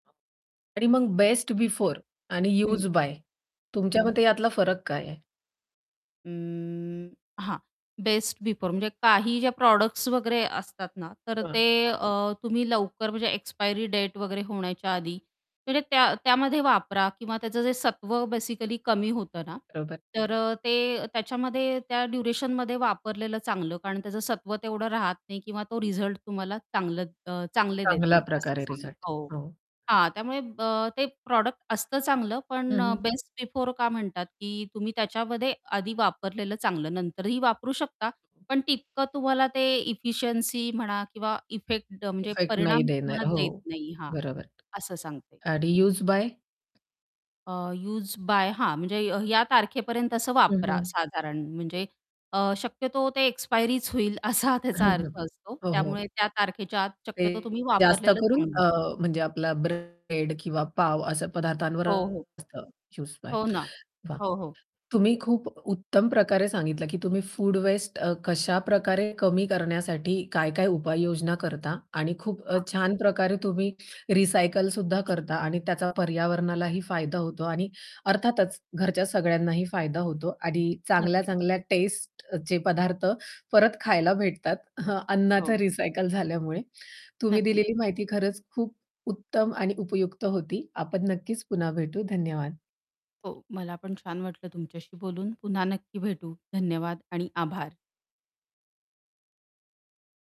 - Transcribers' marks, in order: other background noise; in English: "बेस्ट बिफोर"; in English: "यूज बाय"; static; drawn out: "उम"; in English: "बेस्ट बिफोर"; in English: "प्रॉडक्ट्स"; unintelligible speech; in English: "बेसिकली"; unintelligible speech; tapping; in English: "प्रॉडक्ट"; in English: "बेस्ट बिफोर"; distorted speech; "आणि" said as "अडी"; in English: "यूज्ड बाय?"; laughing while speaking: "असा त्याचा"; in English: "यूज्ड बाय"; laughing while speaking: "भेटतात. अन्नाचं रिसायकल झाल्यामुळे"
- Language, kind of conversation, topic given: Marathi, podcast, अन्नाचा अपव्यय कमी करण्यासाठी तुम्ही काय करता?